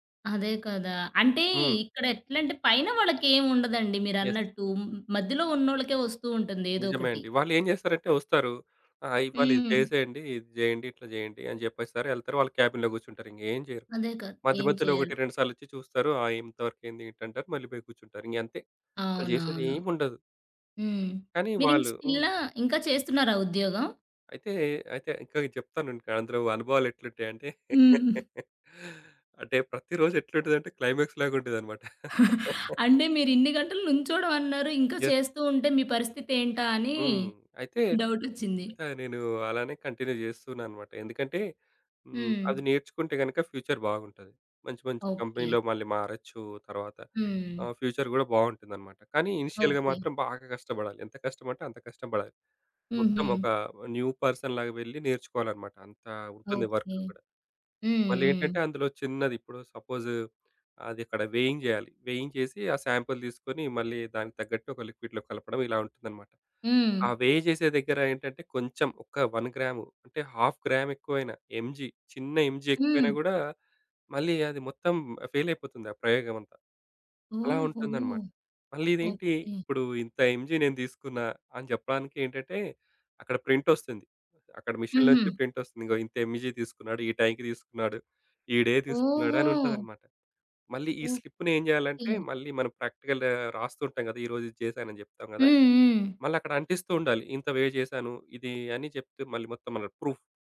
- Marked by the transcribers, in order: in English: "యెస్"; in English: "క్యాబిన్"; in English: "వర్క్"; in English: "స్టిల్"; laugh; in English: "క్లైమాక్స్‌లాగా"; chuckle; laugh; in English: "యెస్"; in English: "కంటిన్యూ"; in English: "ఫ్యూచర్"; in English: "కంపెనీ‌లో"; in English: "ఫ్యూచర్"; in English: "ఇనీషియల్‌గా"; in English: "న్యూ పర్సన్‌లాగా"; in English: "వర్క్"; in English: "సపోజ్"; in English: "వేయింగ్"; in English: "వేయింగ్"; in English: "సాంపిల్"; tapping; in English: "లిక్విడ్‌లో"; in English: "వే"; in English: "వన్ గ్రామ్"; in English: "హాఫ్ గ్రామ్"; in English: "ఎంజీ"; in English: "ఎంజీ"; in English: "ఫెయిల్"; in English: "ఎంజీ"; in English: "ప్రింట్"; in English: "ప్రింట్"; in English: "ఎంజీ"; in English: "డే"; in English: "స్లిప్‌ని"; in English: "ప్రాక్టికల్"; other background noise; in English: "వే"; in English: "ప్రూఫ్"
- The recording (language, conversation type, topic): Telugu, podcast, మీ మొదటి ఉద్యోగం ఎలా ఎదురైంది?